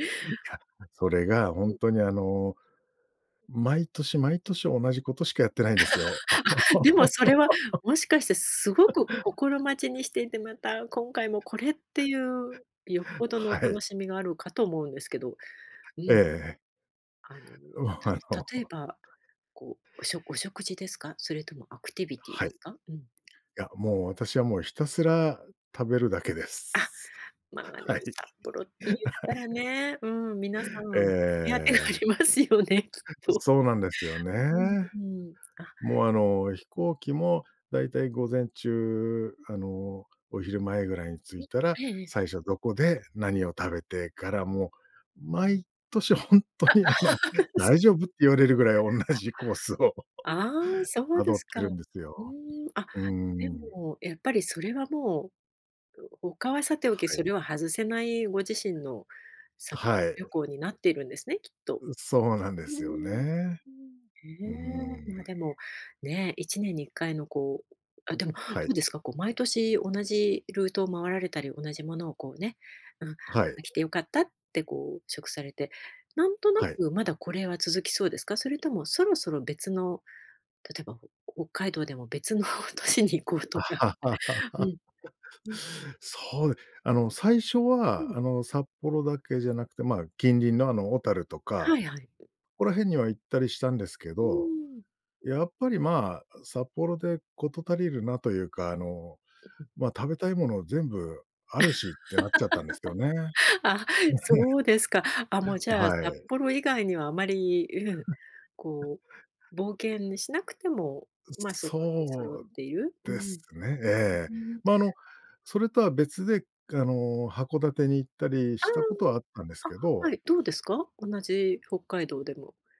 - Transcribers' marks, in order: unintelligible speech; laugh; laugh; laugh; laughing while speaking: "はい。あ、はい"; laughing while speaking: "お目当てがありますよね、きっと"; laughing while speaking: "あの"; laugh; unintelligible speech; laughing while speaking: "同じコースを"; chuckle; swallow; laughing while speaking: "別の都市に行こうとか"; laugh; other noise; laugh; chuckle; laugh
- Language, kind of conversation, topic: Japanese, podcast, 毎年恒例の旅行やお出かけの習慣はありますか？